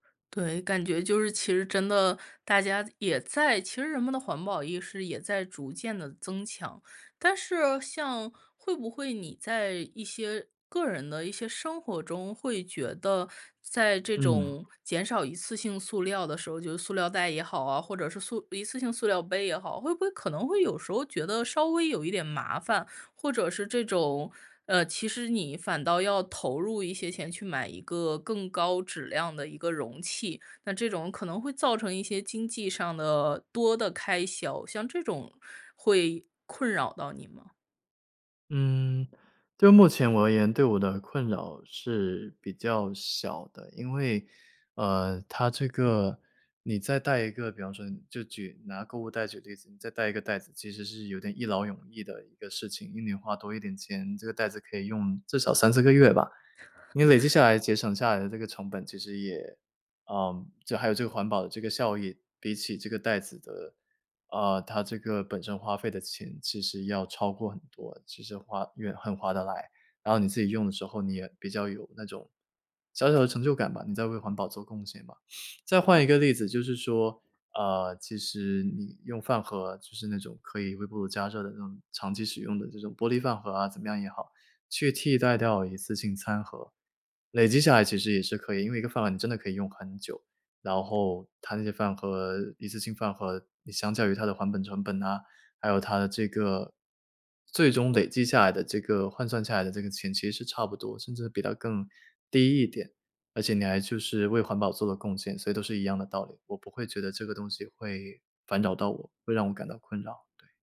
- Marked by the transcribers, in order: other background noise; other noise
- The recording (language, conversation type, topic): Chinese, podcast, 你会怎么减少一次性塑料的使用？